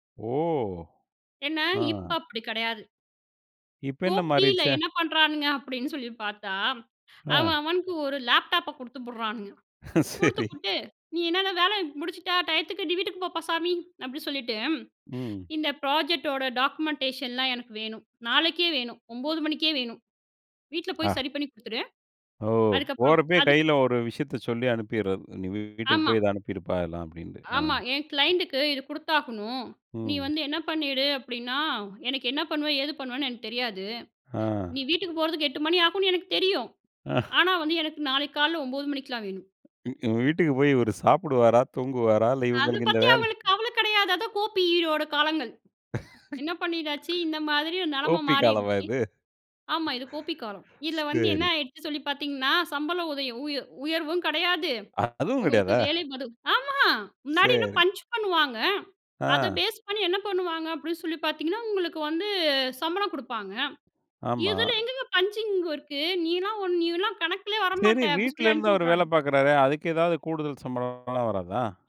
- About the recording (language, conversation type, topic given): Tamil, podcast, குடும்பமும் வேலையும்—நீங்கள் எதற்கு முன்னுரிமை கொடுக்கிறீர்கள்?
- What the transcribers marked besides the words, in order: laughing while speaking: "சரி"; in English: "ப்ராஜெக்ட்டோட டாக்குமென்டேஷன்லாம்"; other background noise; chuckle; gasp; in English: "பேஸ்"